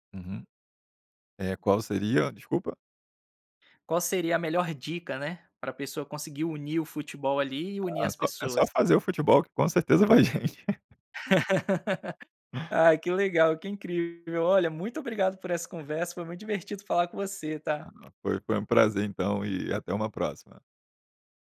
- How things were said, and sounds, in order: laughing while speaking: "vai gente"; laugh; other background noise; tapping
- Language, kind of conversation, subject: Portuguese, podcast, Como o esporte une as pessoas na sua comunidade?